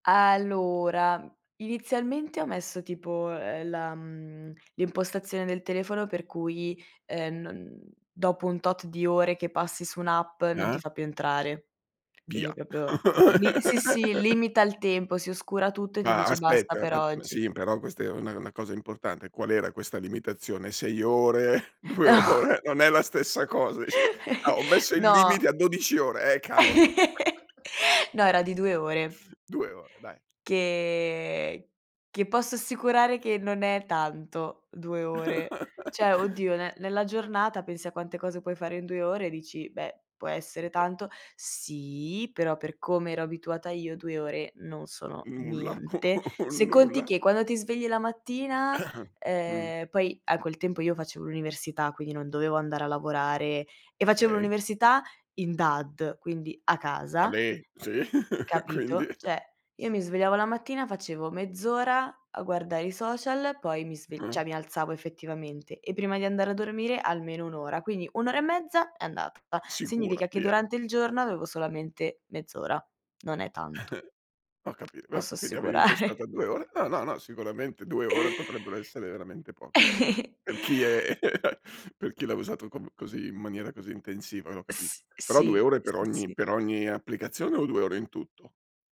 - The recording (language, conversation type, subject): Italian, podcast, Com’è oggi il tuo rapporto con i social media?
- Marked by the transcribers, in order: drawn out: "Allora"; tapping; laugh; chuckle; laughing while speaking: "due ore"; giggle; "dici" said as "ici"; laugh; chuckle; drawn out: "Che"; laugh; drawn out: "Sì"; unintelligible speech; chuckle; laughing while speaking: "un nulla"; throat clearing; laughing while speaking: "Sì, quindi"; "Cioè" said as "ceh"; other background noise; "cioè" said as "ceh"; "quindi" said as "quini"; chuckle; laughing while speaking: "assicurare"; chuckle; laughing while speaking: "è"